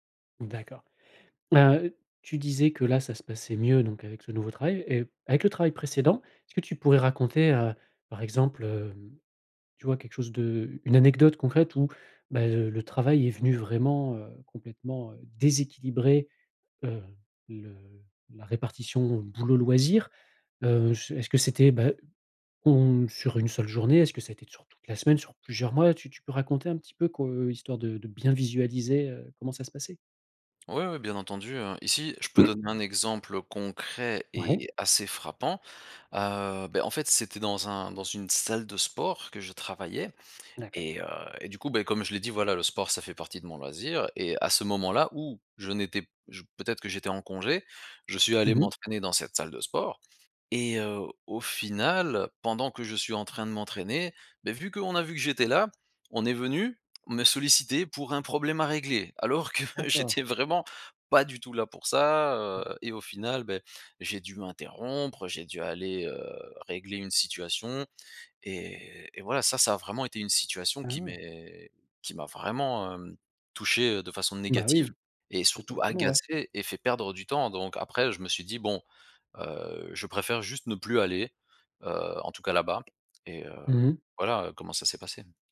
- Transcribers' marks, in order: other background noise; tapping; laughing while speaking: "que, j'étais vraiment"
- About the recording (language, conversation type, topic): French, podcast, Comment trouves-tu l’équilibre entre le travail et les loisirs ?